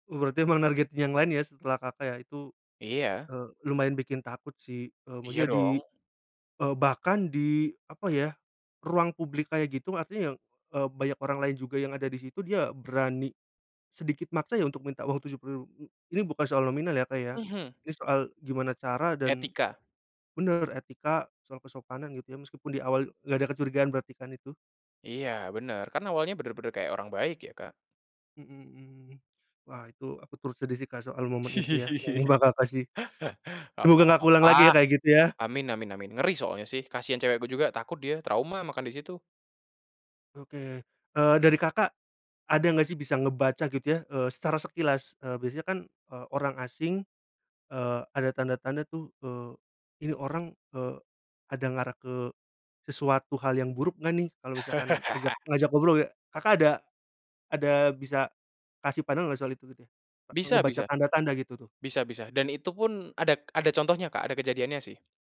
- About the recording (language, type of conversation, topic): Indonesian, podcast, Bagaimana cara memulai percakapan dengan orang yang baru dikenal di acara komunitas?
- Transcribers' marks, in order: laugh; unintelligible speech; laugh